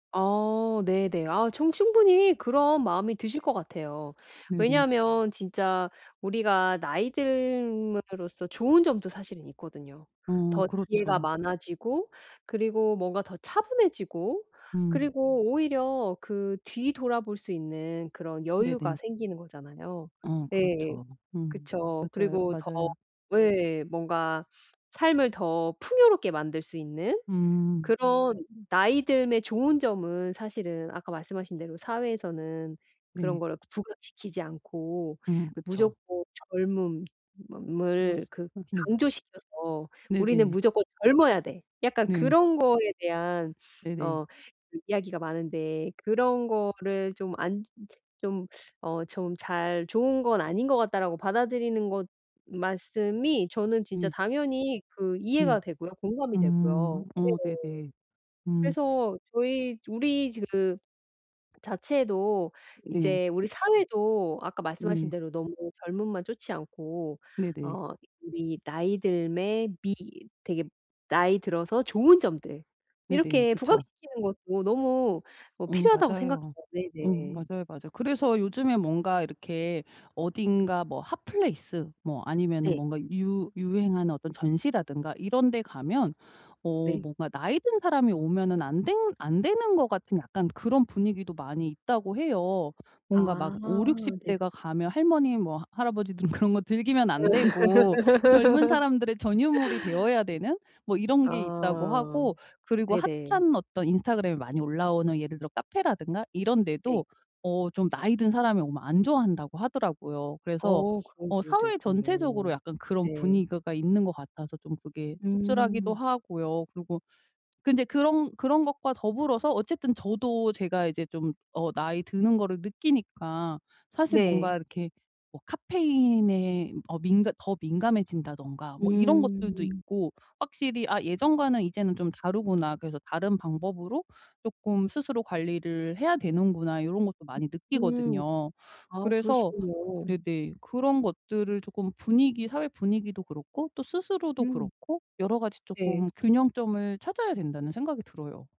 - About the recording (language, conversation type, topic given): Korean, advice, 최근의 변화로 무언가를 잃었다고 느낄 때 회복탄력성을 어떻게 기를 수 있을까요?
- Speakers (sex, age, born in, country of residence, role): female, 45-49, South Korea, United States, advisor; female, 45-49, South Korea, United States, user
- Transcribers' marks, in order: other background noise; tapping; background speech; laughing while speaking: "할아버지들은 그런 거"; laugh; "분위기가" said as "분위그가"